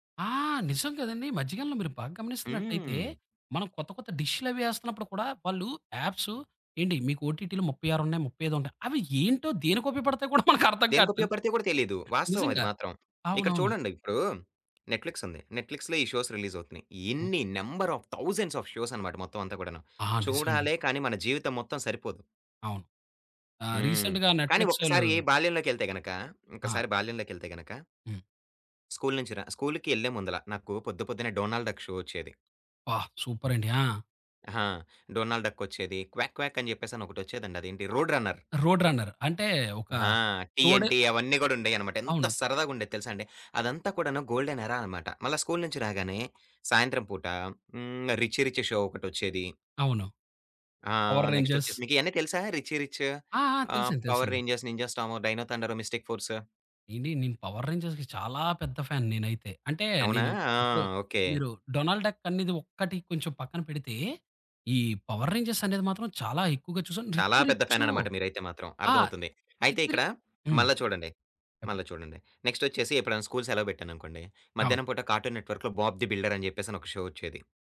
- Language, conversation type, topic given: Telugu, podcast, స్ట్రీమింగ్ యుగంలో మీ అభిరుచిలో ఎలాంటి మార్పు వచ్చింది?
- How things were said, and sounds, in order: laughing while speaking: "మనకర్థం కాట్లేదు"; other background noise; in English: "నెట్‌ఫ్లిక్స్‌లో"; in English: "షోస్"; in English: "నంబర్ ఆఫ్, థౌసండ్స్ ఆఫ్"; in English: "రీసెంట్‌గా"; in English: "షో"; other noise; in English: "రోడ్ రన్నర్"; in English: "టీ ఎన్ టీ"; in English: "గోల్డెన్"; in English: "షో"; in English: "పవర్ రేంజర్స్"; in English: "నెక్స్ట్"; in English: "ఫ్యాన్"; in English: "ఫ్యాన్"; in English: "నెక్స్ట్"; in English: "షో"